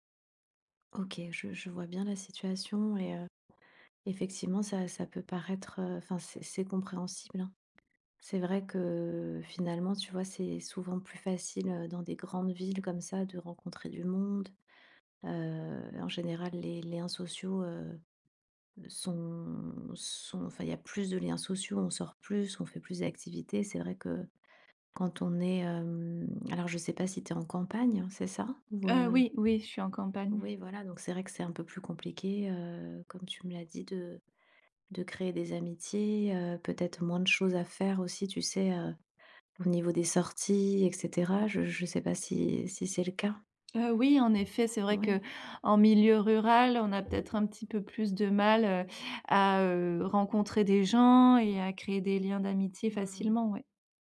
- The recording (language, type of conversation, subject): French, advice, Comment gérer l’éloignement entre mon ami et moi ?
- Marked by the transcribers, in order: tapping